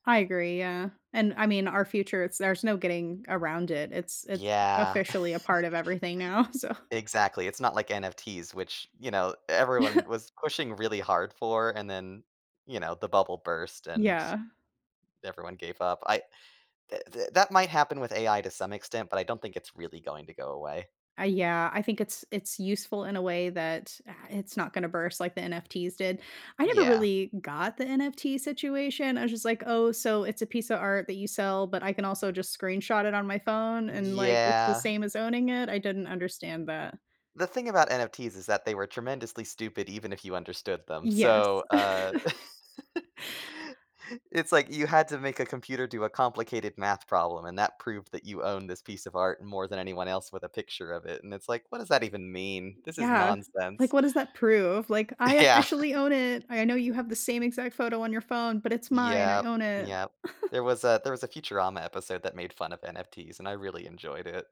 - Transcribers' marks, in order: laugh; laughing while speaking: "so"; chuckle; drawn out: "Yeah"; laugh; laughing while speaking: "Yeah"; chuckle; chuckle
- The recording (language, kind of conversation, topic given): English, unstructured, How do I explain a quirky hobby to someone who doesn't understand?
- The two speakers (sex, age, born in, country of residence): female, 35-39, United States, United States; male, 30-34, United States, United States